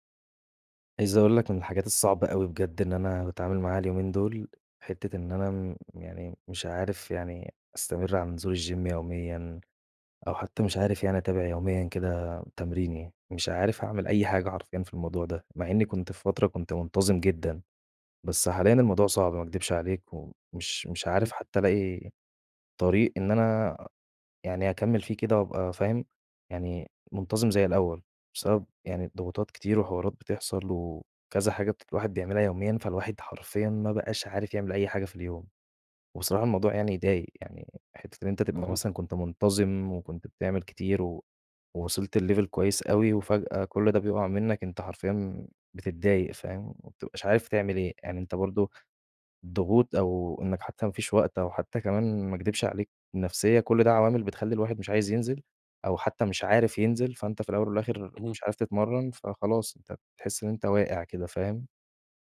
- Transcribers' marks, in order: in English: "الGym"; in English: "لLevel"
- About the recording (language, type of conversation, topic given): Arabic, advice, إزاي أقدر أستمر على جدول تمارين منتظم من غير ما أقطع؟